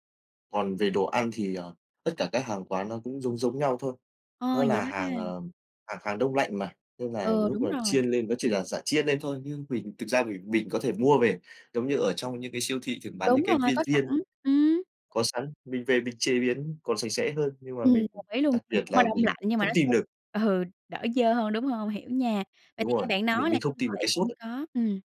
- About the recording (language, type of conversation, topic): Vietnamese, podcast, Bạn có thể kể về một món ăn đường phố mà bạn không thể quên không?
- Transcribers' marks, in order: other background noise